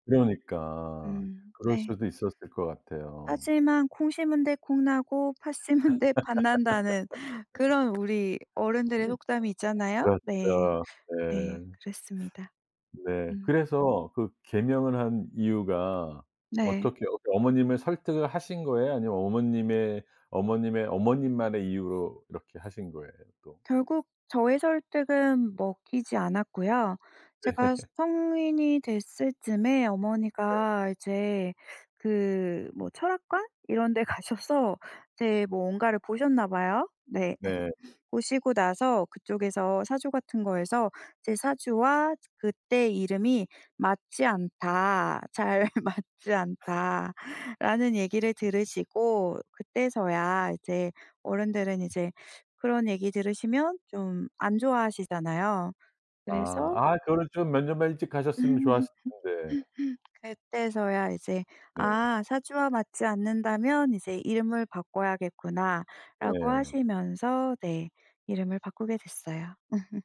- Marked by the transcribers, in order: tapping; laugh; other background noise; laughing while speaking: "심은"; laughing while speaking: "네"; laughing while speaking: "가셔서"; laugh; laughing while speaking: "잘"; laugh; laugh; laugh
- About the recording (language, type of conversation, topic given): Korean, podcast, 네 이름에 담긴 이야기나 의미가 있나요?